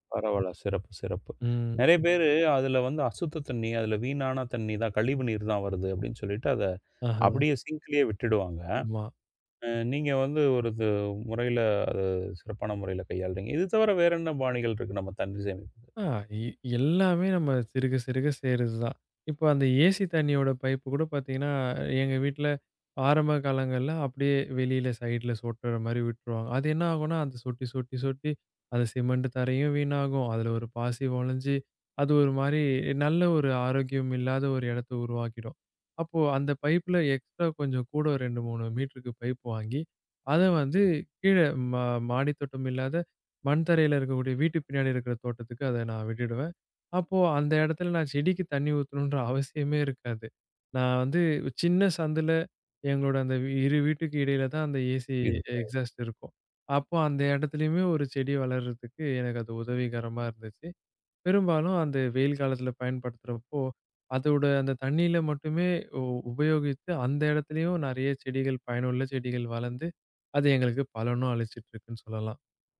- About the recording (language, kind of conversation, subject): Tamil, podcast, தண்ணீர் சேமிப்புக்கு எளிய வழிகள் என்ன?
- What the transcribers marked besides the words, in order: other background noise; in English: "சிங்க்லயே"; in English: "ஏசி"; in English: "பைப்"; in English: "ஸைட்ல"; in English: "பைப்ல எக்ஸ்ட்ரா"; in English: "பைப்"; in English: "ஏசி எக்ஸாஸ்ட்"; unintelligible speech